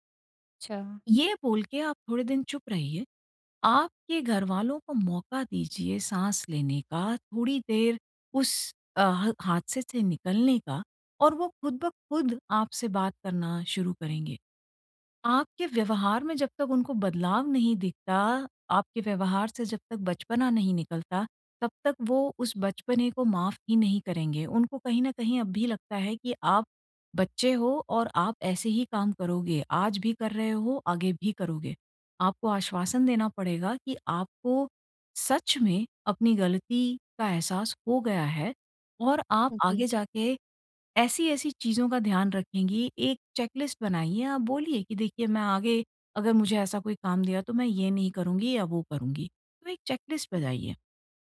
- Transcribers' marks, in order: in English: "चेकलिस्ट"; in English: "चेकलिस्ट"
- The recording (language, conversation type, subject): Hindi, advice, मैं अपनी गलती स्वीकार करके उसे कैसे सुधारूँ?